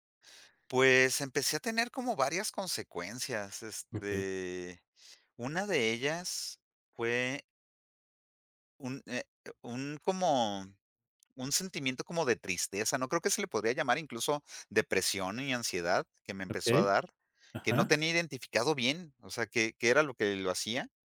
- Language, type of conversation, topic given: Spanish, podcast, ¿Qué haces cuando sientes que el celular te controla?
- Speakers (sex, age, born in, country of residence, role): male, 50-54, Mexico, Mexico, guest; male, 50-54, Mexico, Mexico, host
- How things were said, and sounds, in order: none